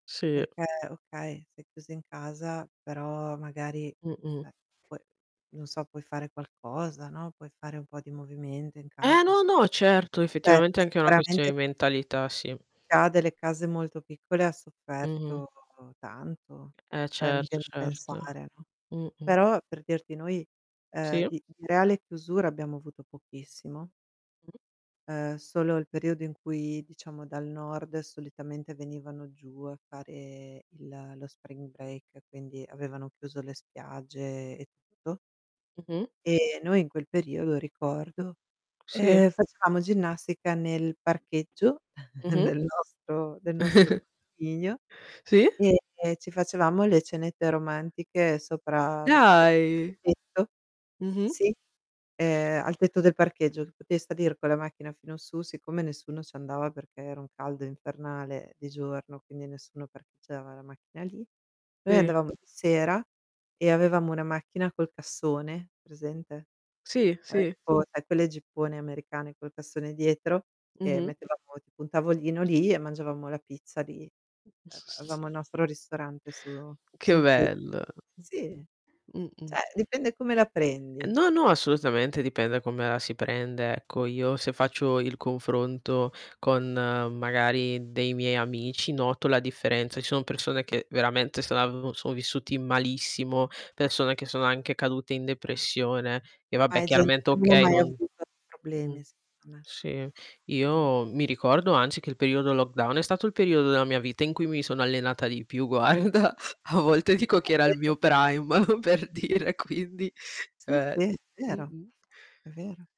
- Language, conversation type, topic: Italian, unstructured, In che modo le passeggiate all’aria aperta possono migliorare la nostra salute mentale?
- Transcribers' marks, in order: static; distorted speech; in English: "spring break"; tapping; other background noise; chuckle; unintelligible speech; giggle; unintelligible speech; other noise; "cioè" said as "ceh"; unintelligible speech; in English: "lockdown"; laughing while speaking: "guarda"; in English: "prime"; chuckle; "cioè" said as "ceh"